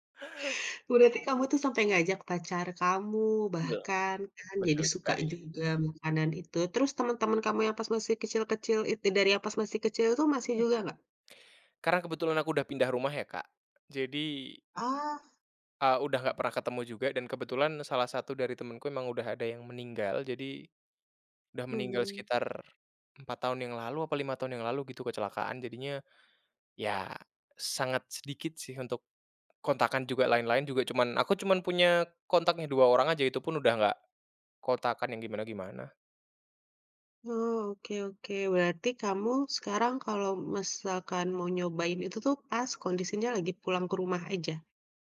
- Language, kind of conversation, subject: Indonesian, podcast, Ceritakan makanan favoritmu waktu kecil, dong?
- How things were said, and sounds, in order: none